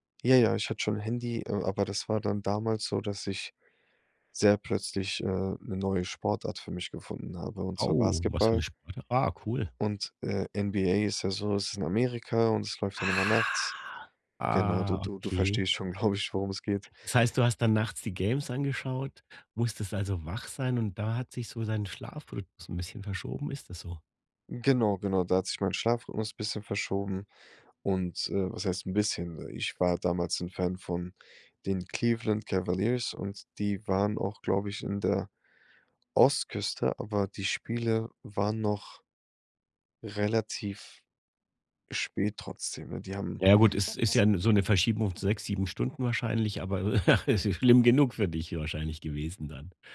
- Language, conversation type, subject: German, podcast, Wie bereitest du dich abends aufs Schlafen vor?
- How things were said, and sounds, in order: drawn out: "Ah"; laughing while speaking: "glaube ich"; other background noise; laughing while speaking: "ach"